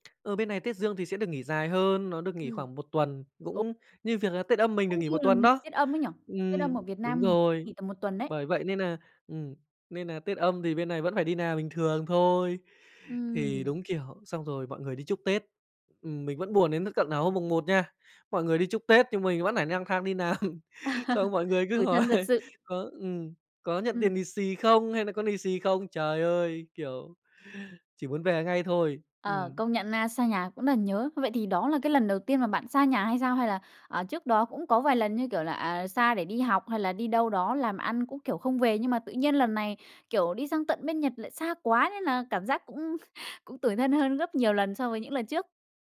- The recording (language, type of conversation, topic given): Vietnamese, podcast, Bạn đã bao giờ nghe nhạc đến mức bật khóc chưa, kể cho mình nghe được không?
- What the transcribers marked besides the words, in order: tapping; background speech; "làm" said as "nàm"; laugh; laughing while speaking: "nàm"; "làm" said as "nàm"; laughing while speaking: "hỏi"; "lì" said as "nì"; "lì" said as "nì"; "rất" said as "nất"; laughing while speaking: "cũng"